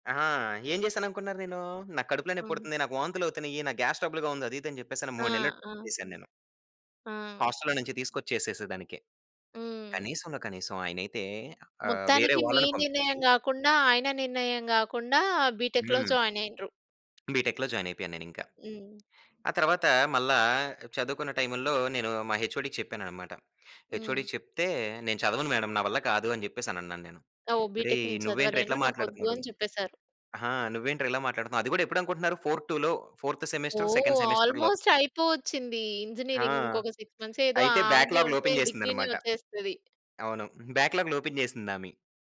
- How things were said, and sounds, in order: in English: "గ్యాస్ ట్రబుల్‌గా"; in English: "హోస్టల్‌లో"; in English: "బిటెక్‌లో జాయిన్"; tapping; in English: "బిటెక్‌లో జాయిన్"; in English: "హెచ్ఓడికి"; in English: "హెచ్ఓడికి"; in English: "మేడమ్"; in English: "బిటెక్"; in English: "ఫోర్ టులో ఫోర్త్ సెమెస్టర్ సెకండ్ సెమిస్టర్‌లో"; in English: "ఆల్మోస్ట్"; in English: "ఇంజినీరింగ్"; in English: "సిక్స్ మంత్స్"; in English: "ఓపెన్"; other background noise; in English: "ఓపెన్"
- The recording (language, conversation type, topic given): Telugu, podcast, భయం వల్ల నిర్ణయం తీసుకోలేకపోయినప్పుడు మీరు ఏమి చేస్తారు?